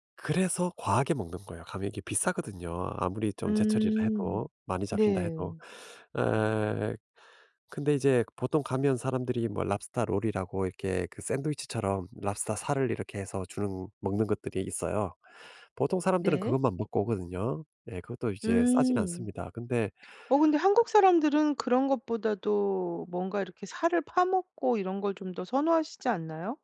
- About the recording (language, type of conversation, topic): Korean, advice, 다음 여행을 잘 계획하고 준비하려면 어떻게 해야 할까요?
- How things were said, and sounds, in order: other background noise; tapping; unintelligible speech